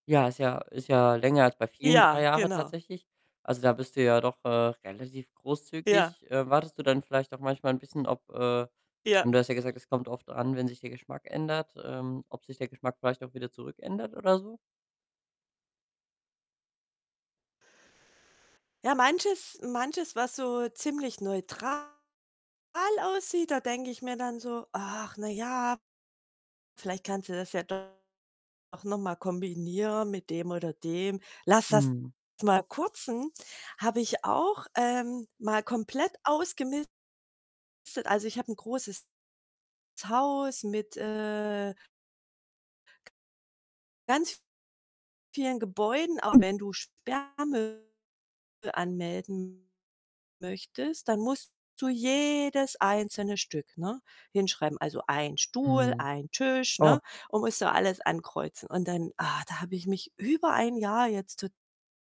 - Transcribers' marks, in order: other background noise; distorted speech; "kürzen" said as "kurzen"; drawn out: "jedes"
- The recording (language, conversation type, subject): German, podcast, Wie entscheidest du, was weg kann und was bleibt?